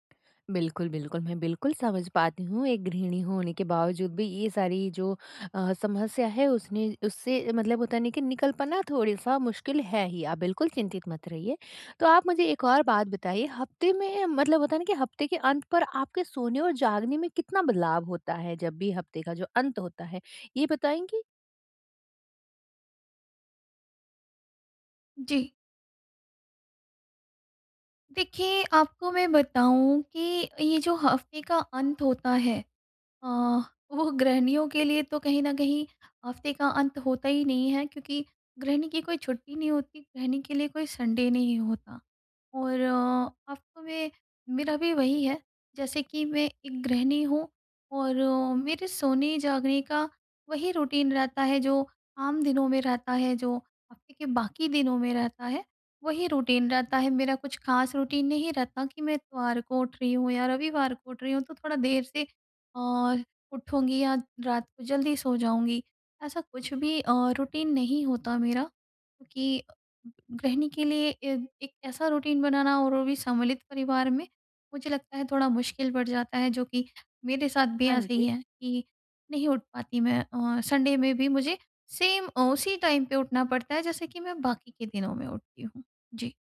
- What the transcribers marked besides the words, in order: laughing while speaking: "वो"; in English: "संडे"; in English: "रूटीन"; in English: "रूटीन"; in English: "रूटीन"; in English: "रूटीन"; in English: "रूटीन"; in English: "संडे"; in English: "सेम"; in English: "टाइम"
- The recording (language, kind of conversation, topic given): Hindi, advice, हम हर दिन एक समान सोने और जागने की दिनचर्या कैसे बना सकते हैं?